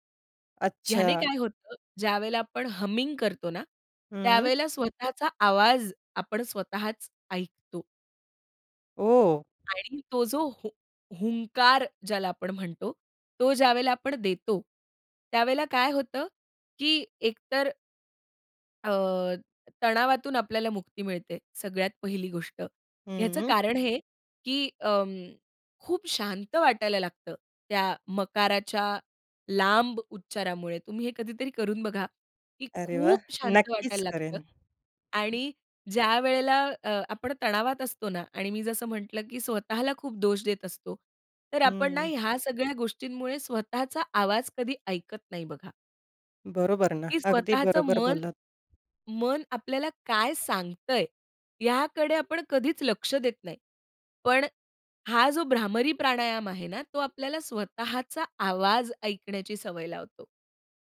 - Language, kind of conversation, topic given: Marathi, podcast, तणावाच्या वेळी श्वासोच्छ्वासाची कोणती तंत्रे तुम्ही वापरता?
- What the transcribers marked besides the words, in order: in English: "हमिंग"; other background noise; tapping